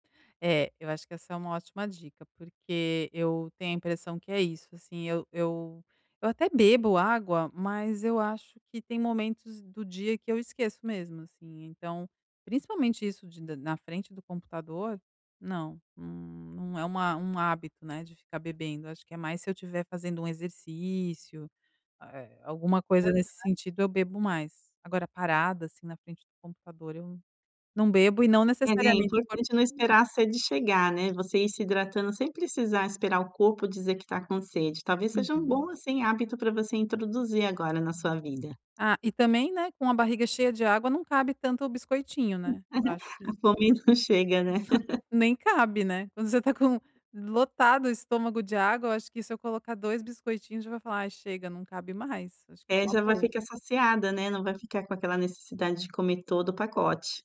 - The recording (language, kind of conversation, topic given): Portuguese, advice, Como posso controlar impulsos e desejos imediatos no dia a dia?
- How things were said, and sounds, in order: unintelligible speech; laugh; chuckle; laugh